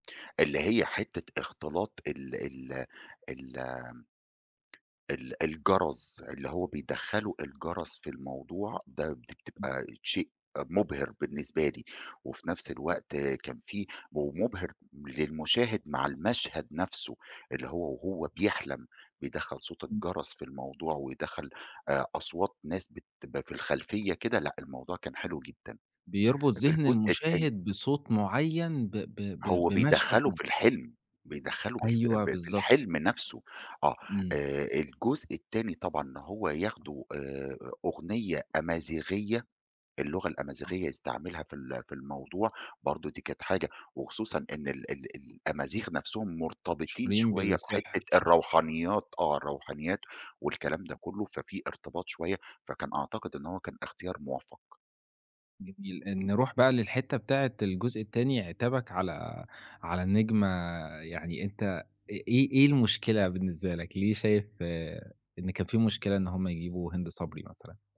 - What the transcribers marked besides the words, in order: tapping
- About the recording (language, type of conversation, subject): Arabic, podcast, إيه الفيلم أو المسلسل اللي حسّسك بالحنين ورجّعك لأيام زمان؟